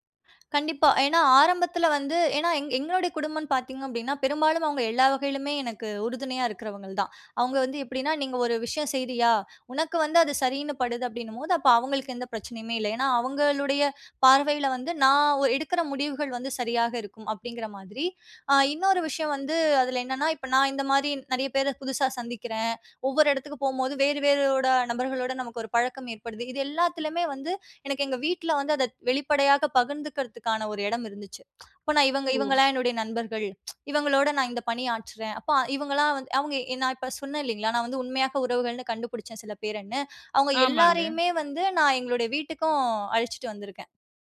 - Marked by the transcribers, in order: other background noise; other noise
- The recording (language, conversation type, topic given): Tamil, podcast, புதிய இடத்தில் உண்மையான உறவுகளை எப்படிச் தொடங்கினீர்கள்?